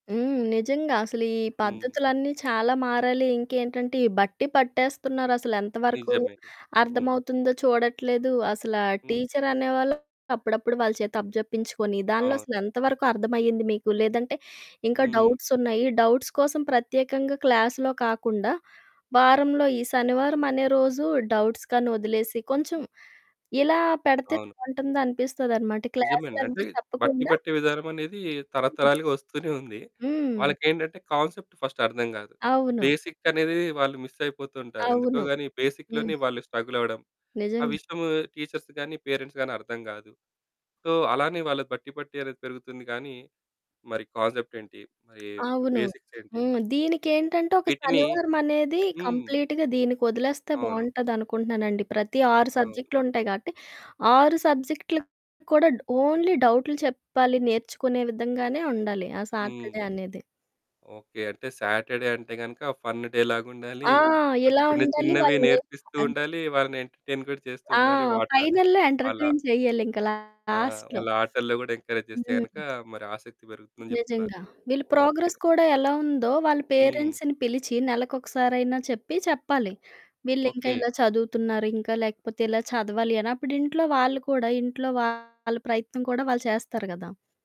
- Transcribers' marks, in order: static; distorted speech; in English: "డౌట్స్"; in English: "డౌట్స్"; in English: "క్లాస్‌లో"; in English: "డౌట్స్"; in English: "కాన్సెప్ట్ ఫస్ట్"; in English: "బేసిక్"; in English: "మిస్"; in English: "బేసిక్‍లోనే"; in English: "స్ట్రగల్"; in English: "టీచర్స్"; in English: "పేరెంట్స్"; in English: "సో"; in English: "కాన్సెప్ట్"; tapping; in English: "బేసిక్స్"; in English: "కంప్లీట్‌గా"; in English: "ఓన్లీ"; in English: "సాటర్డే"; in English: "సాటర్డే"; in English: "ఫన్ డే"; in English: "ఎంటర్టైన్"; in English: "ఫైనల్‍లో"; in English: "లాస్ట్‌లో"; in English: "ఎంకరేజ్"; other background noise; in English: "ప్రోగ్రెస్"; in English: "పేరెంట్స్‌ని"
- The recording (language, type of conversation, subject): Telugu, podcast, పిల్లల్లో చదువుపై ఆసక్తి పెరగాలంటే పాఠశాలలు ఏమేమి చేయాలి?